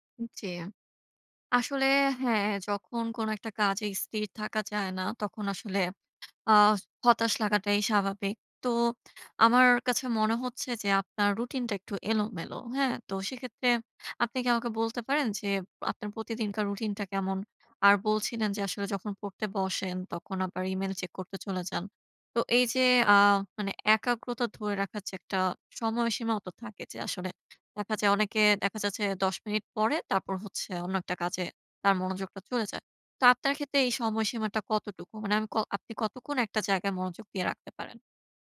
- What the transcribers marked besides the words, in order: none
- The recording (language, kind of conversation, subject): Bengali, advice, বহু কাজের মধ্যে কীভাবে একাগ্রতা বজায় রেখে কাজ শেষ করতে পারি?